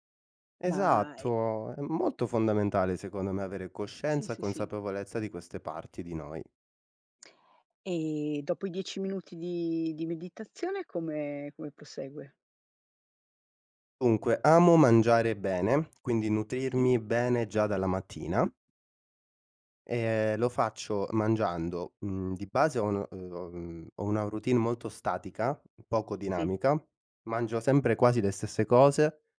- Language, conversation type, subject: Italian, podcast, Come organizzi la tua routine mattutina per iniziare bene la giornata?
- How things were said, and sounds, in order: sigh